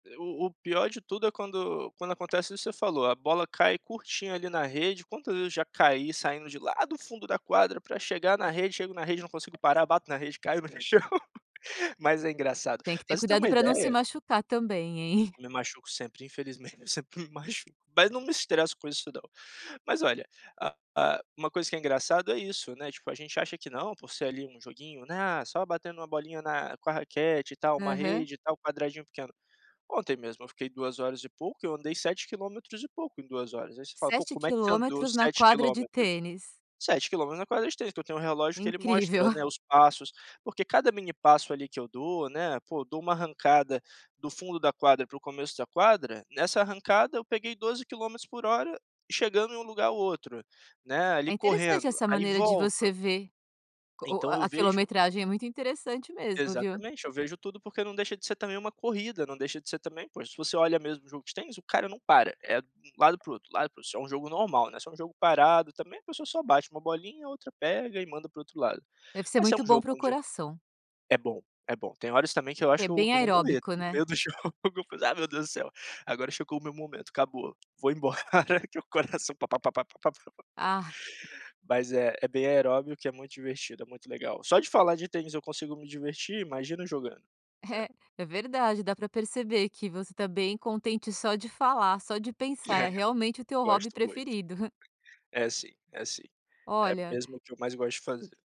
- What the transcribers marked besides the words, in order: tapping; other background noise; laughing while speaking: "chão"; chuckle; laughing while speaking: "eu sempre me machuco"; chuckle; laugh; laughing while speaking: "embora, que o coração"; laugh; laugh; chuckle
- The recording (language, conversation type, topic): Portuguese, podcast, Qual é o impacto desse hobby na sua saúde mental?